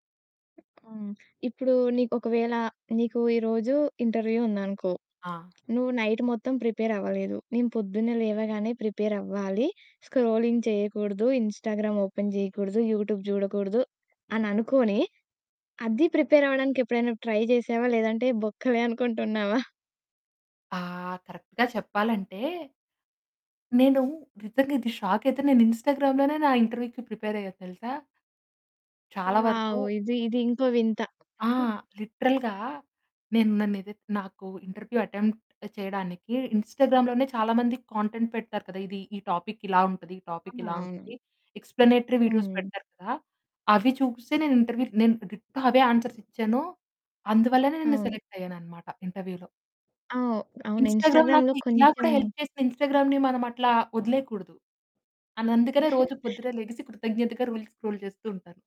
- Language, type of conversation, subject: Telugu, podcast, లేచిన వెంటనే మీరు ఫోన్ చూస్తారా?
- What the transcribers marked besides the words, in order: other background noise; in English: "ఇంటర్వ్యూ"; in English: "నైట్"; in English: "ప్రిపేర్"; in English: "ప్రిపేర్"; in English: "స్క్రోలింగ్"; in English: "ఇన్‌స్టాగ్రామ్ ఓపెన్"; in English: "యూట్యూబ్"; in English: "ప్రిపేర్"; in English: "ట్రై"; chuckle; in English: "కరెక్ట్‌గా"; in English: "షాక్"; in English: "ఇన్‌స్టాగ్రామ్‌లోనే"; distorted speech; in English: "ఇంటర్వ్యూకి ప్రిపేర్"; in English: "వావ్!"; in English: "లిటరల్‌గా"; chuckle; in English: "ఇంటర్వ్యూ అటెంప్ట్"; in English: "ఇన్‌స్టాగ్రామ్"; in English: "కాంటెంట్"; in English: "టాపిక్"; in English: "టాపిక్"; in English: "ఎక్స్‌ప్లానేటరీ వీడియోస్"; in English: "ఇంటర్వ్యూలో"; in English: "ఆన్సర్స్"; in English: "సెలెక్ట్"; in English: "ఇంటర్వ్యూలో"; in English: "ఇన్‌స్టాగ్రామ్‌లో"; in English: "ఇన్‌స్టాగ్రామ్"; in English: "హెల్ప్"; in English: "ఇన్‌స్టాగ్రామ్‌ని"; chuckle; in English: "రీల్స్ స్క్రోల్"